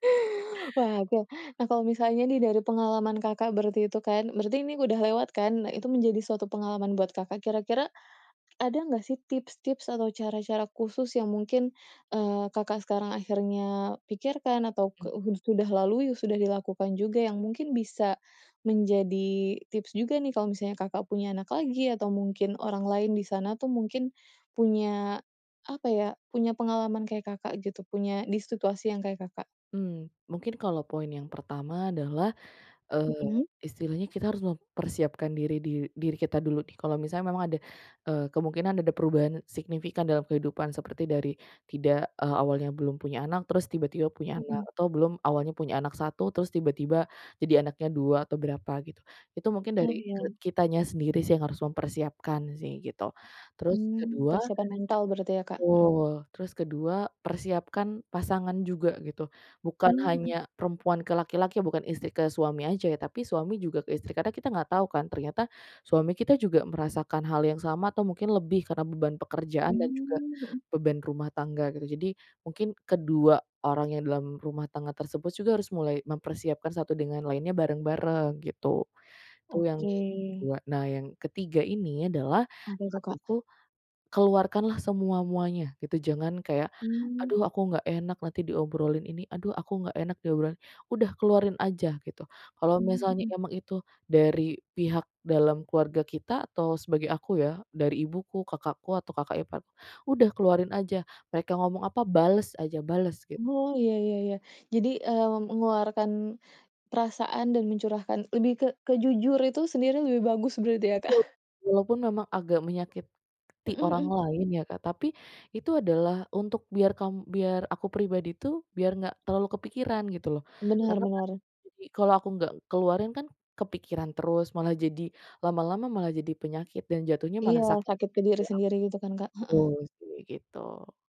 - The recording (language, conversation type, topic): Indonesian, podcast, Bagaimana cara kamu menjaga kesehatan mental saat sedang dalam masa pemulihan?
- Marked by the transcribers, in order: tapping; other background noise; laughing while speaking: "Kak?"; unintelligible speech